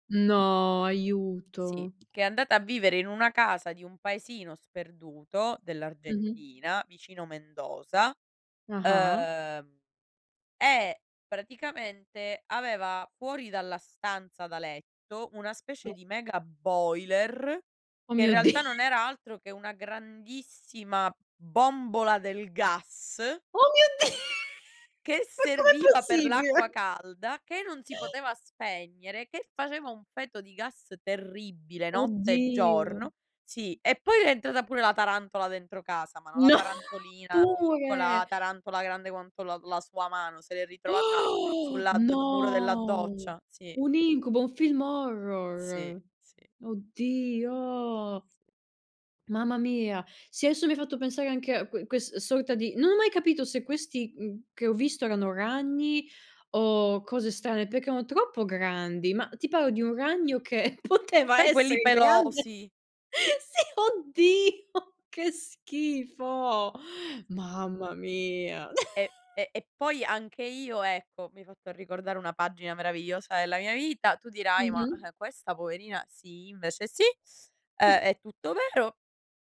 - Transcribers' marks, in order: tapping; unintelligible speech; laughing while speaking: "di"; laughing while speaking: "di Ma com'è possibile?"; laughing while speaking: "No!"; surprised: "Oh!"; "adesso" said as "aesso"; other background noise; chuckle; laughing while speaking: "poteva essere grande sì, oddio"; chuckle; chuckle; chuckle
- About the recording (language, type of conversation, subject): Italian, unstructured, Qual è la cosa più disgustosa che hai visto in un alloggio?